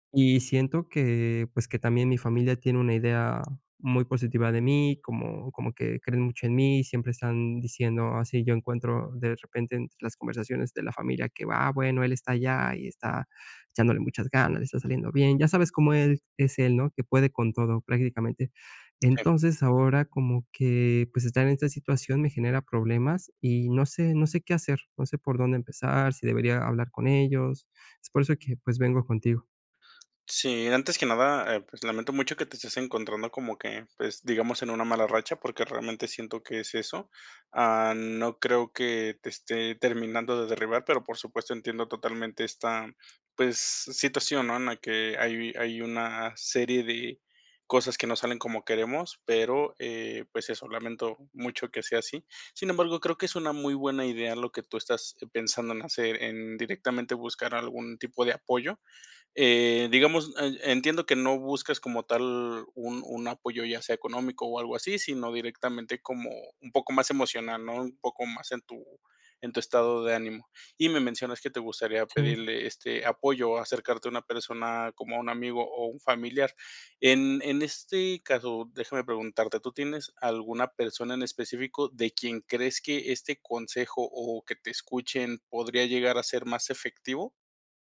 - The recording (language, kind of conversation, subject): Spanish, advice, ¿Cómo puedo pedir apoyo emocional sin sentirme juzgado?
- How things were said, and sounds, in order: other background noise; tapping